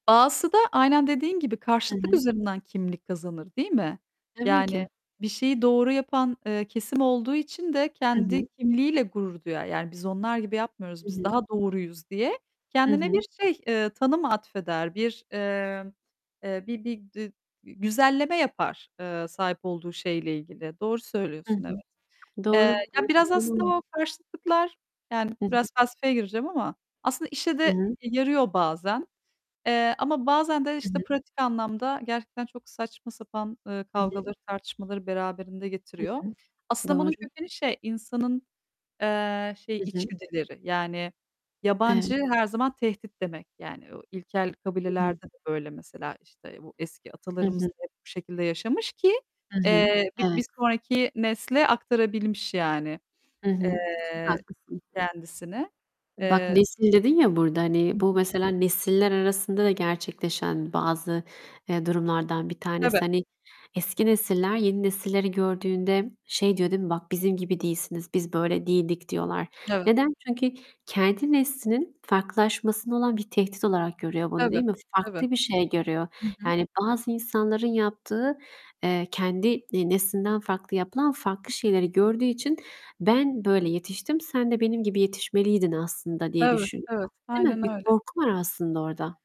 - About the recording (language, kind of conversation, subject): Turkish, unstructured, Kimlik konusundaki farklılıklar neden çatışma yaratır?
- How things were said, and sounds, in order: static; distorted speech; other background noise; tapping